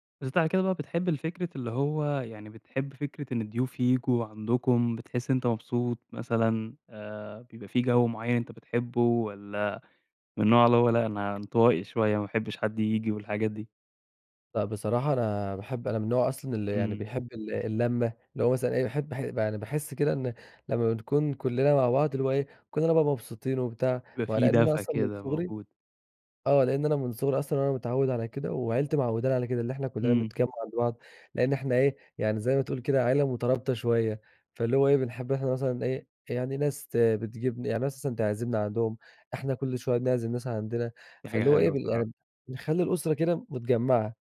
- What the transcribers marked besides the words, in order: none
- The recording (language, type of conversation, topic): Arabic, podcast, إيه عاداتكم لما بيجيلكم ضيوف في البيت؟